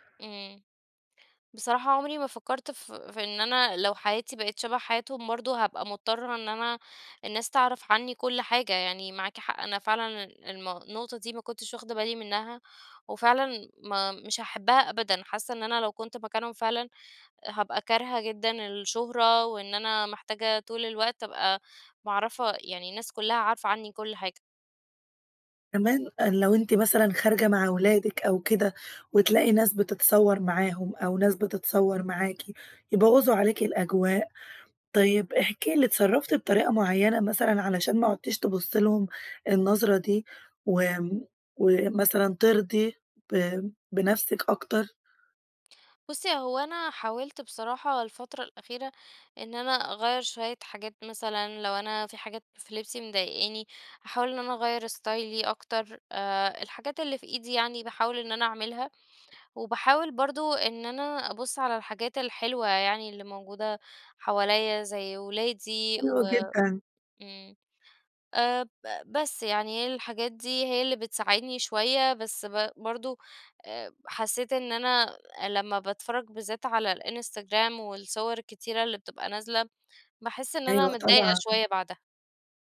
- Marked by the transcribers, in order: in English: "ستايلي"
- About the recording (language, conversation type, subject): Arabic, advice, ازاي ضغط السوشيال ميديا بيخلّيني أقارن حياتي بحياة غيري وأتظاهر إني مبسوط؟